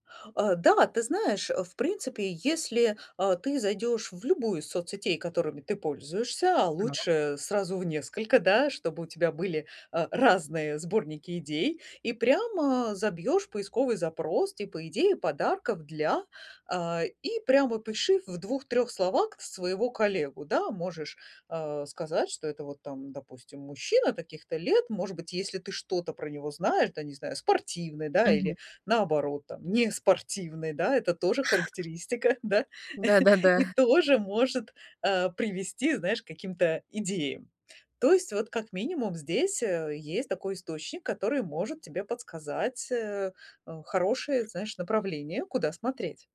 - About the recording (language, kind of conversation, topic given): Russian, advice, Где искать идеи для оригинального подарка другу и на что ориентироваться при выборе?
- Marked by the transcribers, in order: tapping; chuckle; other background noise